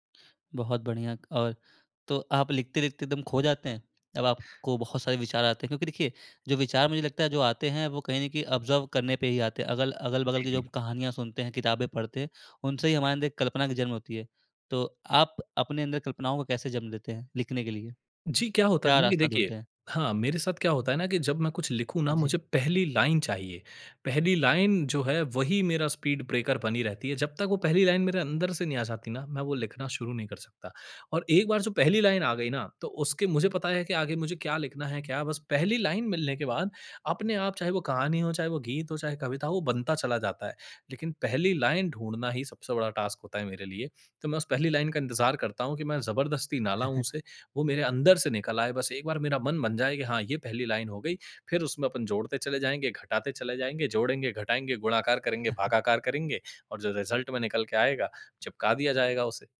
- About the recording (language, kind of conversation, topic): Hindi, podcast, किस शौक में आप इतना खो जाते हैं कि समय का पता ही नहीं चलता?
- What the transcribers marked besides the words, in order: in English: "ऑब्ज़र्व"; other background noise; in English: "स्पीड ब्रेकर"; in English: "टास्क"; chuckle; chuckle; in English: "रिजल्ट"